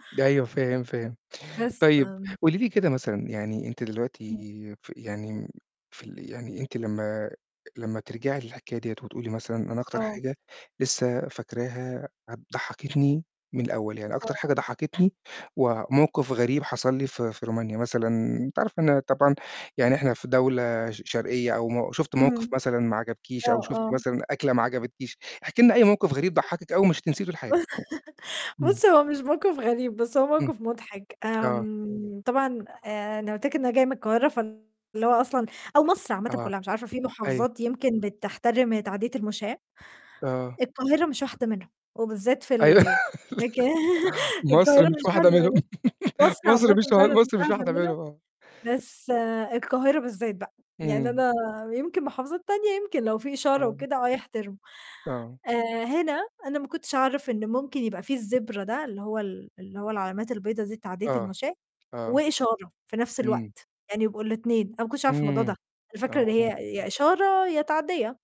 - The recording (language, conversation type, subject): Arabic, podcast, ممكن تحكيلي قصة عن كرم ضيافة أهل البلد؟
- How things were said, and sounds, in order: other noise; static; laugh; laughing while speaking: "بُص، هو مش موقف غريب، بس هو موقف مضحك"; distorted speech; laughing while speaking: "مكا القاهرة مش واحدة منهم"; laughing while speaking: "أيوه، لا مصر مش واحدة … واحدة منهم آه"; laugh; in English: "الZebra"